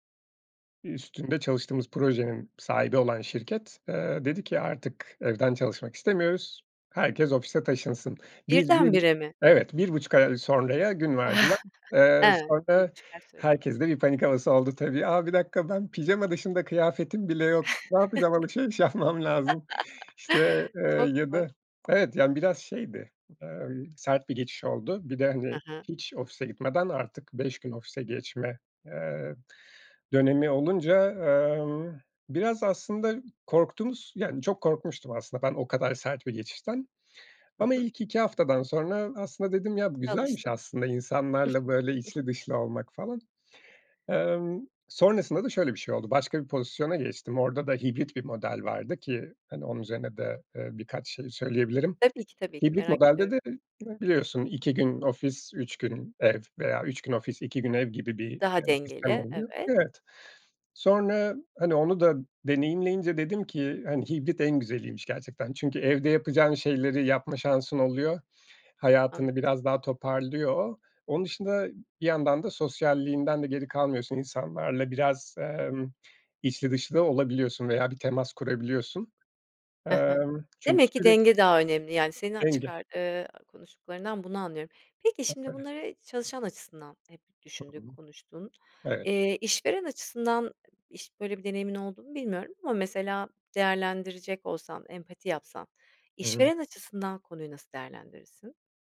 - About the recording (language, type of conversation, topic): Turkish, podcast, Uzaktan çalışmanın artıları ve eksileri neler?
- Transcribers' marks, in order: chuckle; chuckle; laughing while speaking: "yapmam"; giggle; unintelligible speech; unintelligible speech